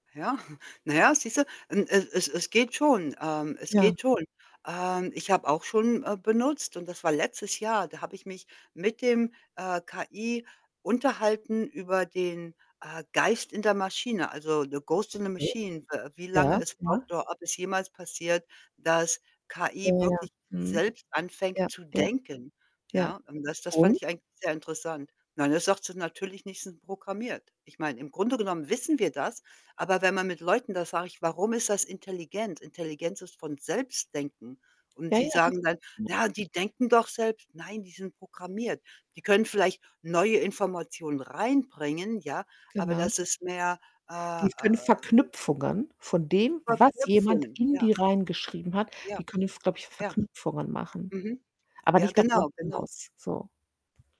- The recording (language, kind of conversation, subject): German, unstructured, Glaubst du, dass soziale Medien unserer Gesellschaft mehr schaden als nutzen?
- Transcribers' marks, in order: chuckle; static; in English: "The Ghost in the Machine"; distorted speech; other background noise; put-on voice: "Na die denken doch selbst"